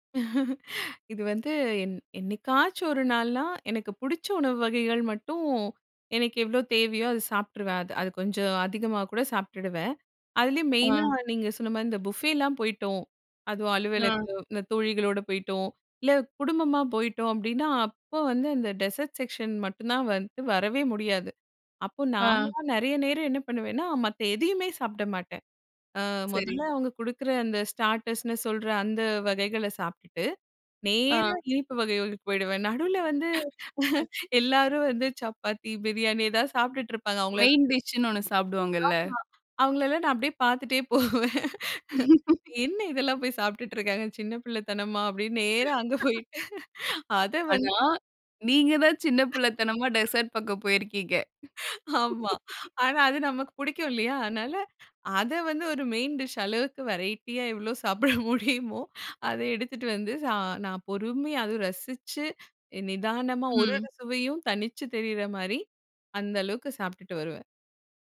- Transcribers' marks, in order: laughing while speaking: "இது வந்து என் என்னைக்காச்சும் ஒரு நாள்னா"; in English: "புஃபேலாம்"; in English: "டெசர்ட் செக்க்ஷன்"; in English: "ஸ்டார்ட்டர்ஸ்னு"; laughing while speaking: "நேரா இனிப்பு வகைகளுக்கு போயிடுவேன். நடுவுல … இருப்பாங்க. அவங்கள எல்லா"; laugh; in English: "மெயின் டிஷ்ன்னு"; laughing while speaking: "ஆமா, அவங்களல்லாம் நான் அப்டியே பார்த்துட்டே … போய். அத வந்து"; laugh; laugh; chuckle; in English: "டெசர்ட்"; laughing while speaking: "ஆமா! ஆனா அது நமக்கு புடிக்கும் … அளவுக்கு சாப்டுட்டு வருவேன்"; laugh; in English: "மெயின் டிஷ்"; in English: "வெரைட்டியா"
- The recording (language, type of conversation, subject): Tamil, podcast, உணவுக்கான ஆசையை நீங்கள் எப்படி கட்டுப்படுத்துகிறீர்கள்?